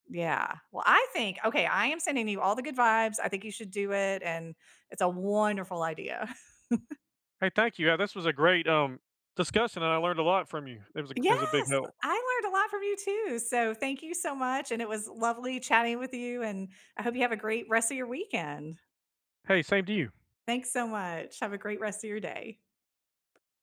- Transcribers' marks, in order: chuckle; joyful: "Yes"; tapping
- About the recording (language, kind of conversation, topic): English, unstructured, What recent news story worried you?